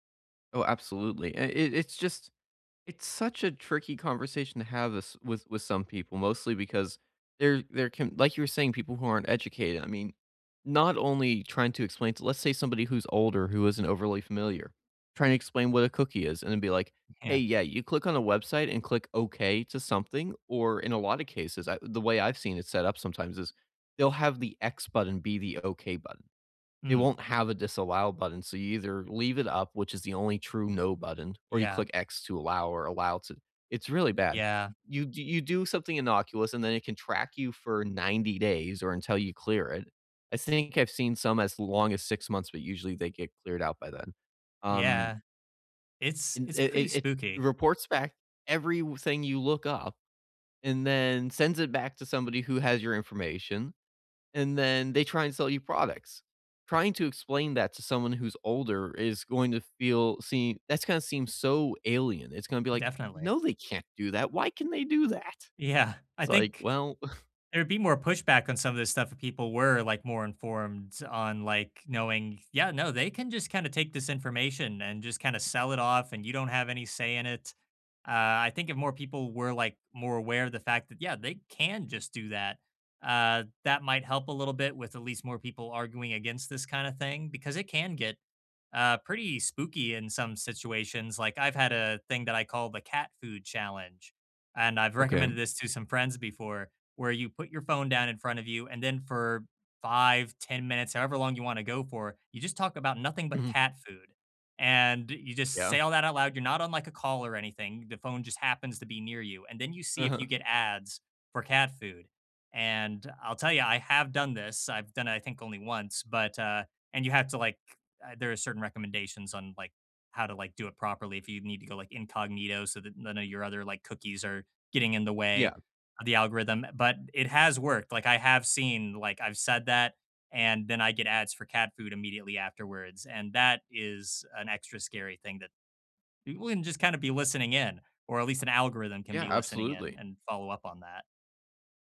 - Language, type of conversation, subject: English, unstructured, How do you feel about ads tracking what you do online?
- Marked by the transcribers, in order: "everything" said as "every-wu-thing"; laughing while speaking: "Yeah"; chuckle; stressed: "can"